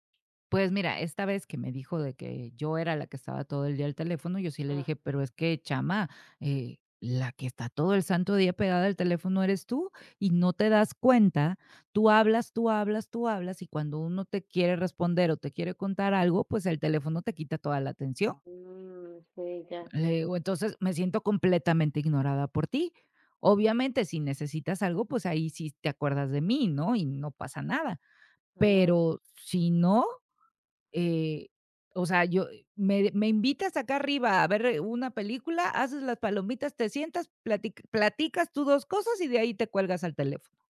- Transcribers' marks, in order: none
- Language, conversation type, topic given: Spanish, advice, ¿Cómo puedo hablar con un amigo que me ignora?